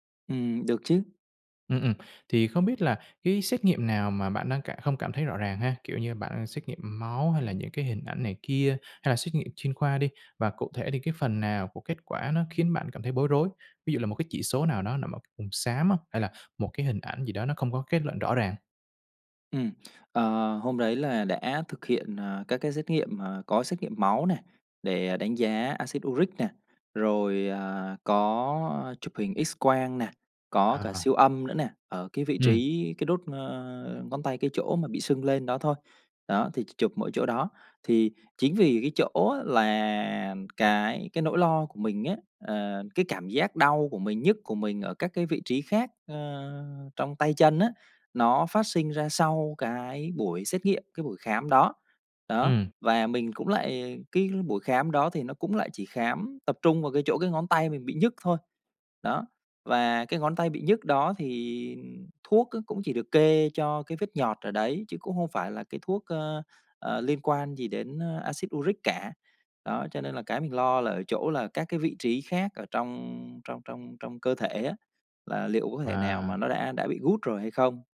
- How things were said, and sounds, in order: tapping
- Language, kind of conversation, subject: Vietnamese, advice, Kết quả xét nghiệm sức khỏe không rõ ràng khiến bạn lo lắng như thế nào?